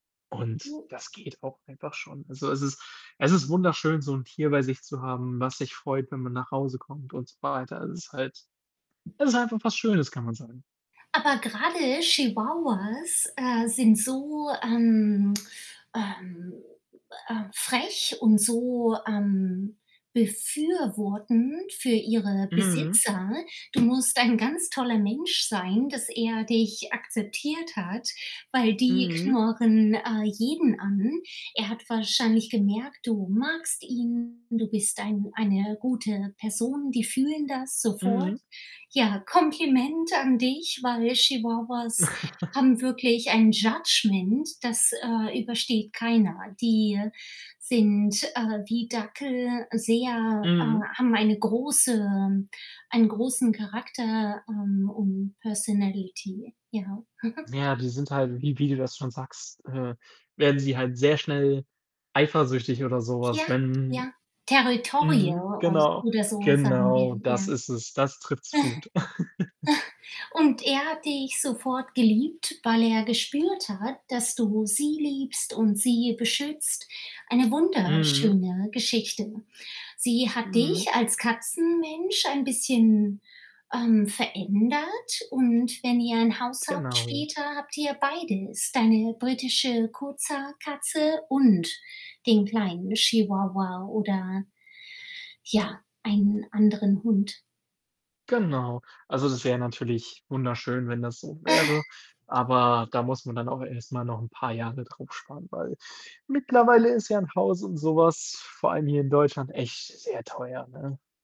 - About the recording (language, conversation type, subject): German, unstructured, Würdest du eher eine Katze oder einen Hund als Haustier wählen?
- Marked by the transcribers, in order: unintelligible speech; other background noise; distorted speech; static; unintelligible speech; chuckle; in English: "Judgement"; in English: "Personality"; chuckle; in English: "Territorial"; laugh; chuckle; laugh